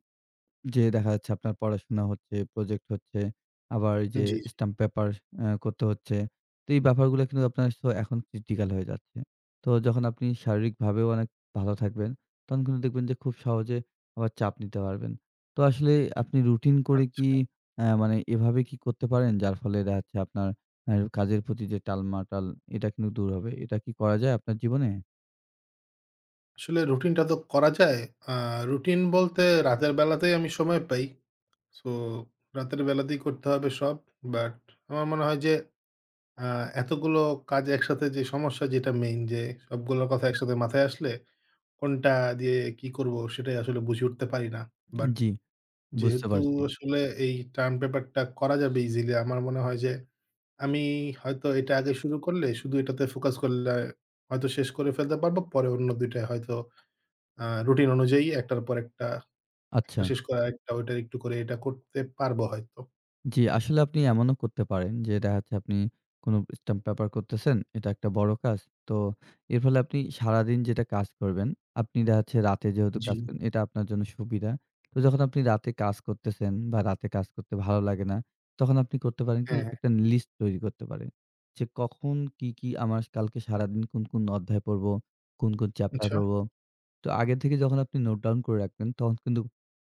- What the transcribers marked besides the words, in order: tapping; other background noise; horn; "আমার" said as "আমাস"
- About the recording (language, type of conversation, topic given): Bengali, advice, আপনি কেন বারবার কাজ পিছিয়ে দেন?